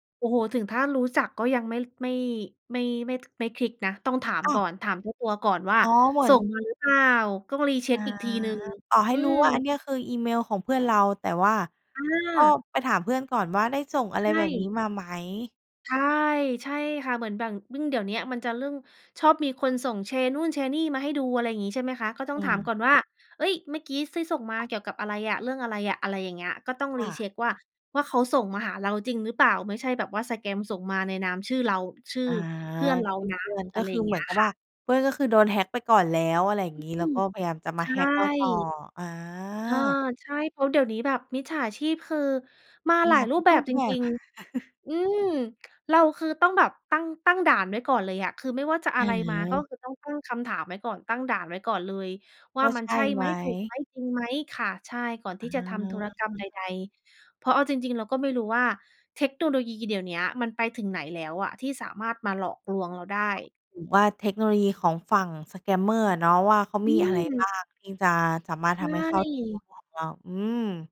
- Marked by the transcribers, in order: in English: "recheck"; "อย่าง" said as "บ่าง"; tapping; in English: "recheck"; in English: "สแกม"; chuckle; in English: "สแกมเมอร์"
- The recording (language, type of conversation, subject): Thai, podcast, บอกวิธีป้องกันมิจฉาชีพออนไลน์ที่ควรรู้หน่อย?